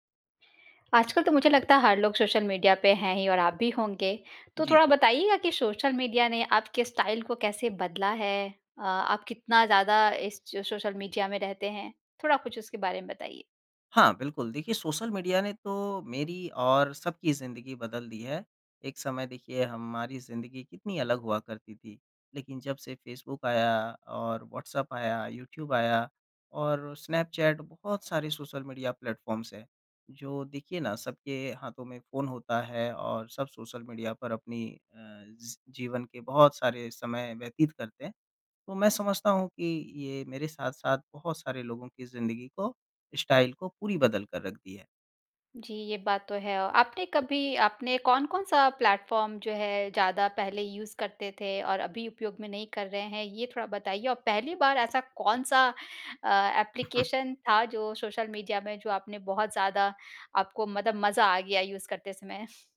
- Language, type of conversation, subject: Hindi, podcast, सोशल मीडिया ने आपके स्टाइल को कैसे बदला है?
- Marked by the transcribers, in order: in English: "स्टाइल"; in English: "सोशल मीडिया प्लेटफ़ॉर्म्स"; in English: "स्टाइल"; in English: "प्लेटफ़ॉर्म"; in English: "यूज़"; in English: "एप्लीकेशन"; cough; in English: "यूज़"